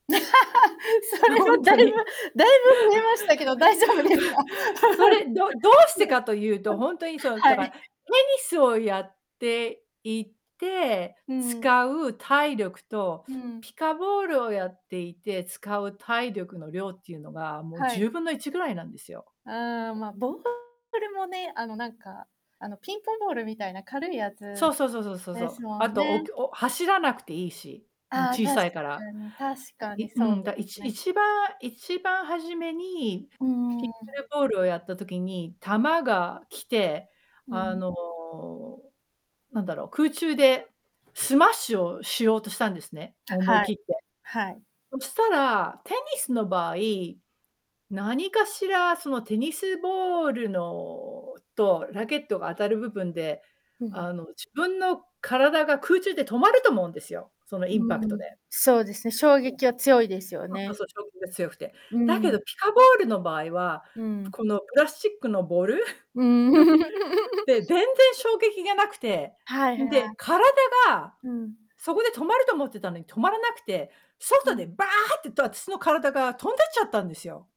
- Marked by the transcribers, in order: laugh; laughing while speaking: "それはだいぶ だいぶ 増えましたけど、大丈夫ですか？"; laughing while speaking: "ほんとに"; laugh; other background noise; laugh; distorted speech; static; other noise; laugh
- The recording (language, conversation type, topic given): Japanese, unstructured, 将来やってみたいことは何ですか？